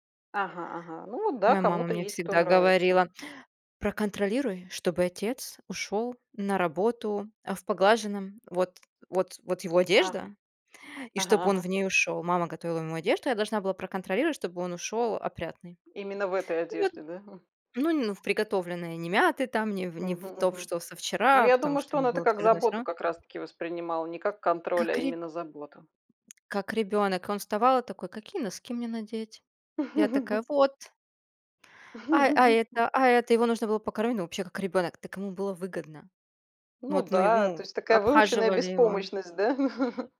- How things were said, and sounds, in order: tapping; laugh; laugh; chuckle
- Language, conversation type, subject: Russian, unstructured, Как ты относишься к контролю в отношениях?